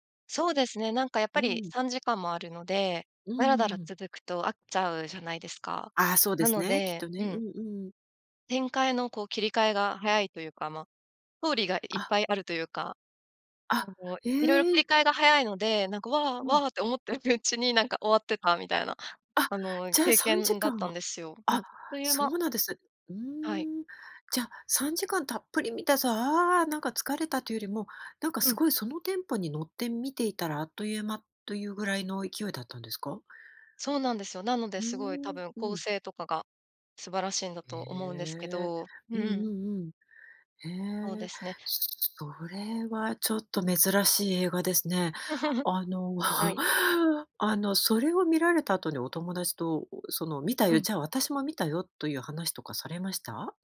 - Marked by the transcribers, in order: laugh
- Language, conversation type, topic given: Japanese, podcast, 好きな映画にまつわる思い出を教えてくれますか？